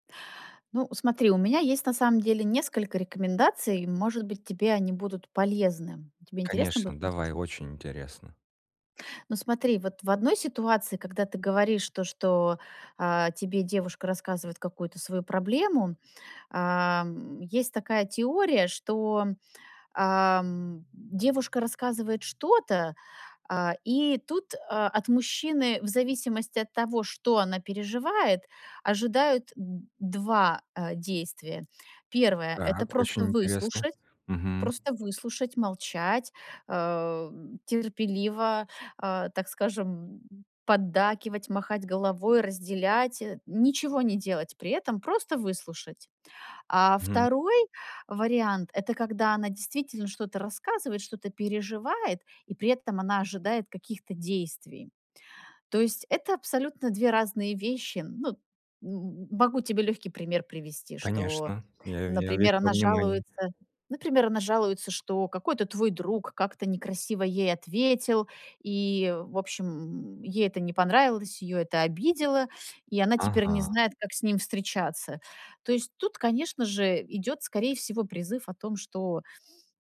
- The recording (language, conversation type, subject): Russian, advice, Как мне быть более поддерживающим другом в кризисной ситуации и оставаться эмоционально доступным?
- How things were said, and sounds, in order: tapping